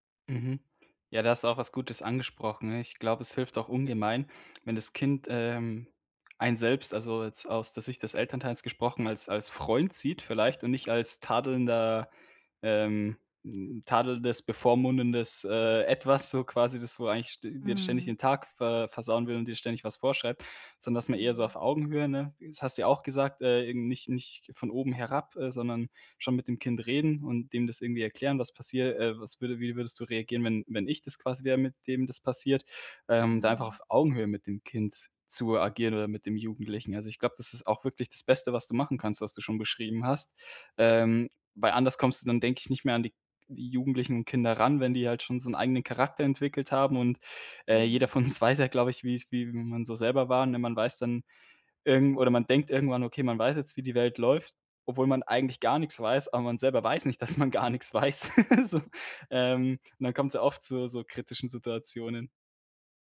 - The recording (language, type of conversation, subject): German, podcast, Wie bringst du Kindern Worte der Wertschätzung bei?
- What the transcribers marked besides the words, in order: laughing while speaking: "weiß"; laughing while speaking: "dass man gar nix weiß"; laugh